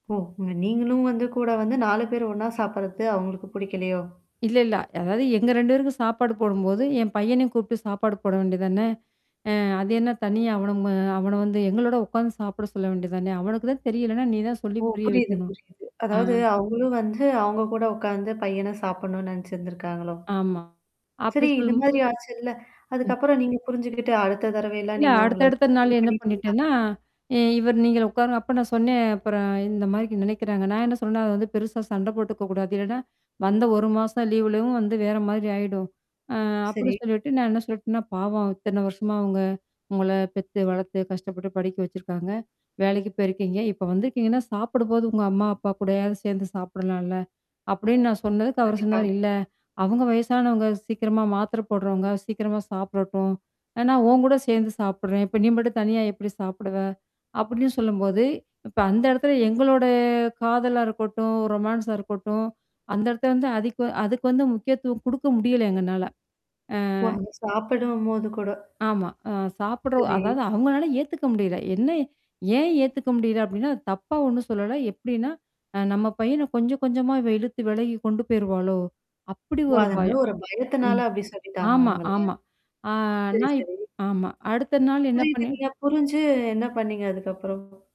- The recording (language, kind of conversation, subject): Tamil, podcast, மாமனார் மற்றும் மாமியாருக்குள் கருத்து வேறுபாடு ஏற்பட்டால் உறவை எப்படி காப்பாற்றலாம்?
- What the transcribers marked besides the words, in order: static; other noise; other background noise; distorted speech; mechanical hum; "மாதிரி" said as "மாரிக்கி"; tapping; drawn out: "எங்களோட"; in English: "ரொமான்ஸா"